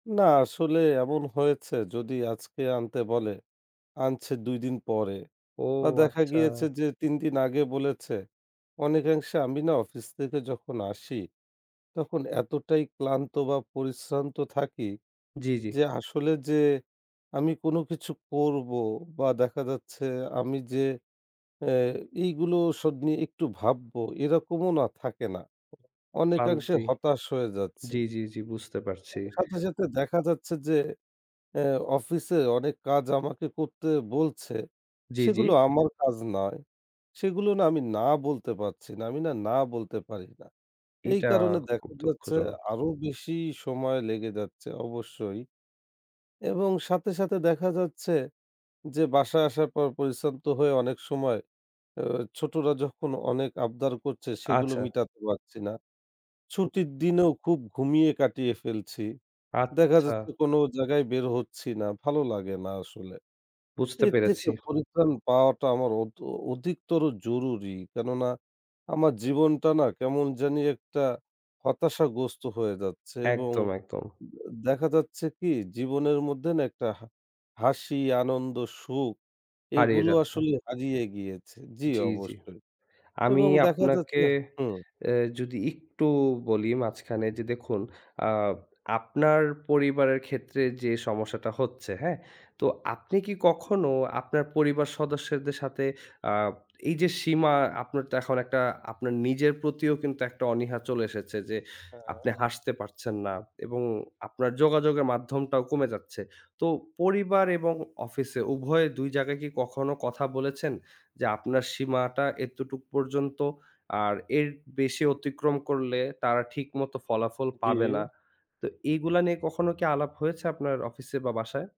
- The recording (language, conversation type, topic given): Bengali, advice, কেন আপনি কাজ আর পরিবারের জন্য সময়ের ভারসাম্য রাখতে পারছেন না?
- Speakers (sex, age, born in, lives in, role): male, 20-24, Bangladesh, Bangladesh, advisor; male, 25-29, Bangladesh, Bangladesh, user
- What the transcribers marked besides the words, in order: tapping; other noise; other background noise